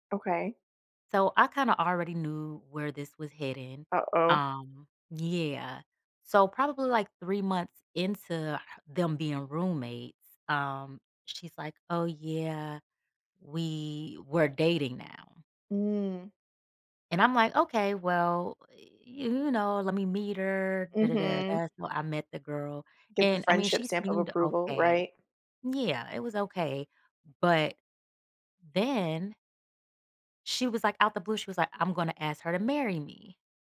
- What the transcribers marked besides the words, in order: none
- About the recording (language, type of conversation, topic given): English, advice, How should I confront a loved one about a secret?
- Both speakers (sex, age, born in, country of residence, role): female, 35-39, United States, United States, user; female, 40-44, United States, United States, advisor